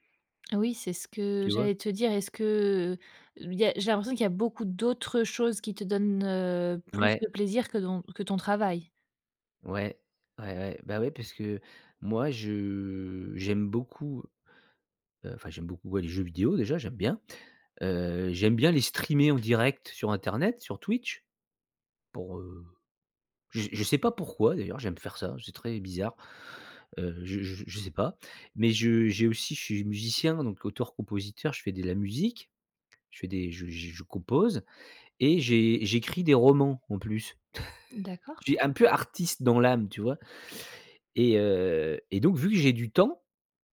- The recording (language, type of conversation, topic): French, advice, Pourquoi est-ce que je me sens coupable de prendre du temps pour moi ?
- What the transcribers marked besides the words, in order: drawn out: "je"; in English: "streamer"; tapping; chuckle; stressed: "artiste"